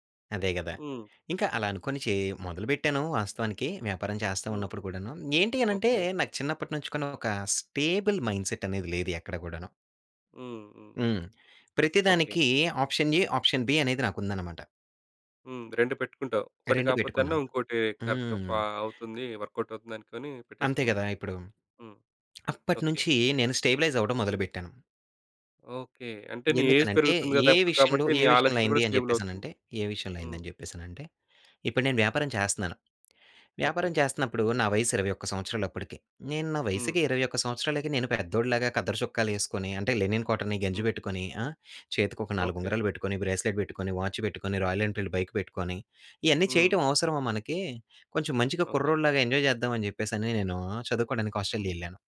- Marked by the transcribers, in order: in English: "స్టేబుల్ మైండ్‌సెట్"; in English: "ఆప్షన్ ఎ, ఆప్షన్ బి"; in English: "కరెక్ట్"; lip smack; tapping; in English: "ఏజ్"; other noise; in English: "లెనిన్"; in English: "బ్రేస్‌లెట్"; in English: "వాచ్"; in English: "బైక్"; in English: "ఎంజాయ్"
- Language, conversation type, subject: Telugu, podcast, రెండు మంచి అవకాశాల మధ్య ఒకటి ఎంచుకోవాల్సి వచ్చినప్పుడు మీరు ఎలా నిర్ణయం తీసుకుంటారు?